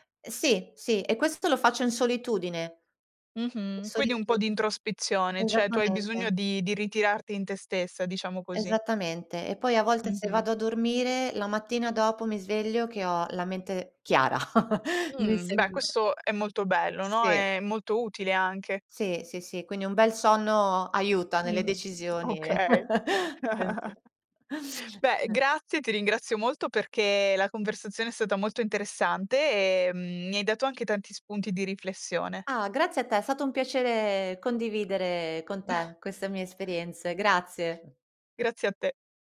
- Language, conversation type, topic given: Italian, podcast, Come gestisci il giudizio degli altri quando decidi di cambiare qualcosa?
- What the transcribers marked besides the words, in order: other background noise; chuckle; laughing while speaking: "okay"; chuckle; chuckle; chuckle